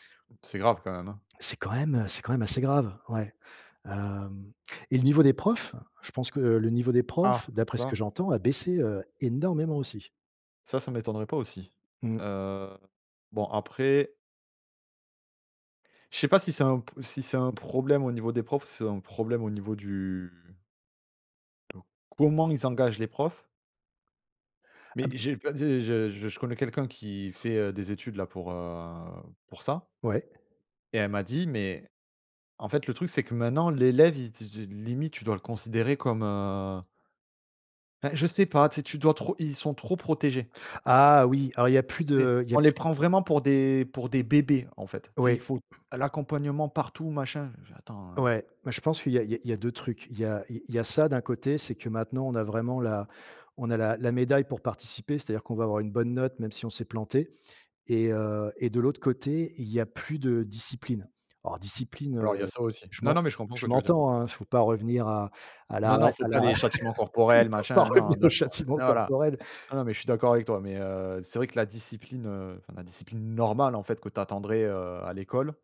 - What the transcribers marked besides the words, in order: unintelligible speech; stressed: "énormément"; tapping; drawn out: "heu"; chuckle; laughing while speaking: "il faut pas revenir au châtiment corporel"; stressed: "normale"
- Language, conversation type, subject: French, unstructured, Que changerais-tu dans le système scolaire actuel ?